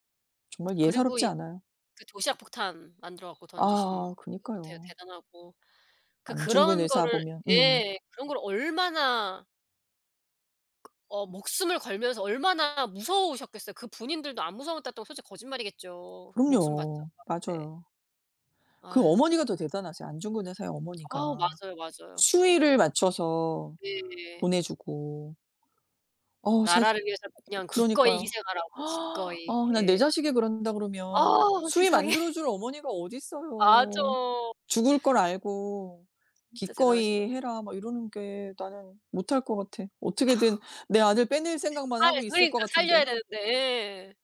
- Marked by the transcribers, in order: lip smack; bird; other background noise; sniff; tapping; gasp; laughing while speaking: "세상에"; sigh
- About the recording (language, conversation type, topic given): Korean, unstructured, 역사 영화나 드라마 중에서 가장 인상 깊었던 작품은 무엇인가요?